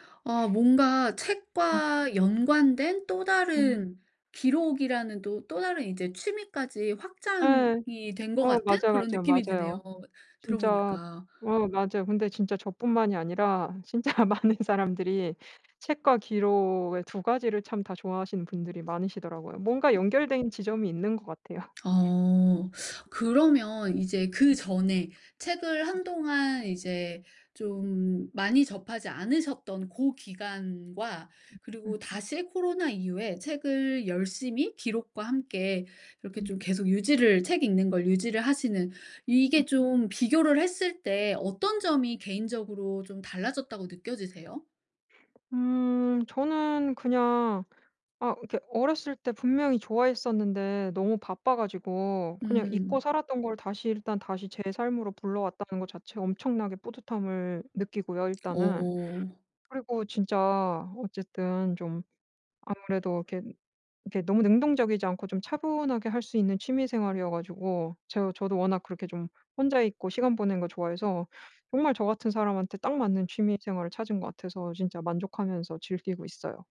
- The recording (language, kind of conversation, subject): Korean, podcast, 취미를 다시 시작할 때 가장 어려웠던 점은 무엇이었나요?
- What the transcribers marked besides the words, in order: laughing while speaking: "진짜 많은"; other background noise; laughing while speaking: "같아요"; teeth sucking